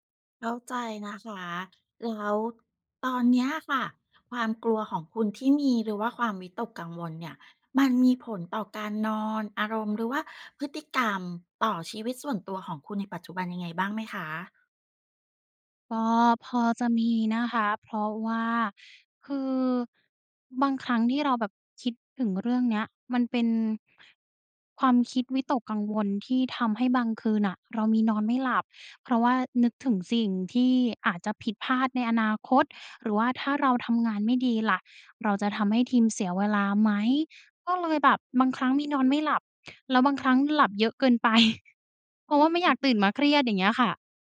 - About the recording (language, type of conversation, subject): Thai, advice, คุณกังวลว่าจะเริ่มงานใหม่แล้วทำงานได้ไม่ดีหรือเปล่า?
- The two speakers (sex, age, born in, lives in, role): female, 20-24, Thailand, Thailand, user; female, 55-59, Thailand, Thailand, advisor
- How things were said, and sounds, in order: chuckle; unintelligible speech